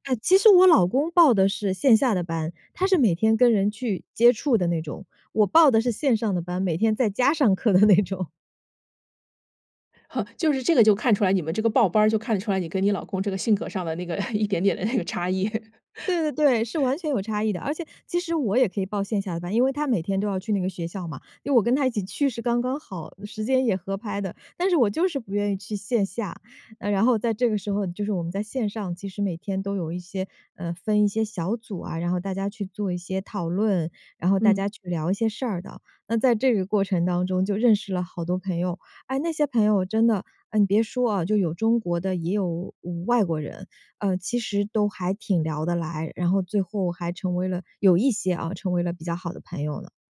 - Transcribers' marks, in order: laughing while speaking: "的那种"; laugh; chuckle; laughing while speaking: "那个差异"; joyful: "对，对，对，是完全有差异的"; chuckle; joyful: "他一起去是刚刚好，时间也合拍的"
- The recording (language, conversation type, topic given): Chinese, podcast, 换到新城市后，你如何重新结交朋友？